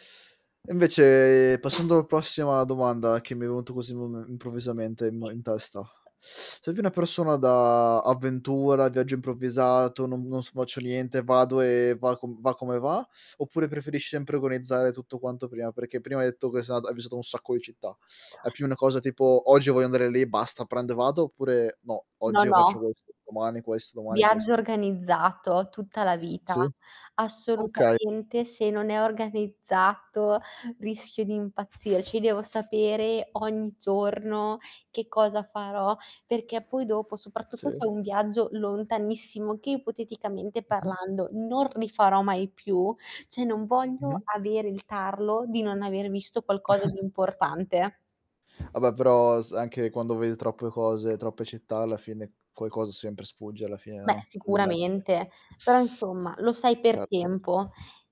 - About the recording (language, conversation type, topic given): Italian, unstructured, Qual è il viaggio più bello che hai fatto?
- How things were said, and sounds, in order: static; tapping; distorted speech; teeth sucking; "organizzare" said as "oganizzare"; other background noise; chuckle; "Vabbè" said as "abè"; teeth sucking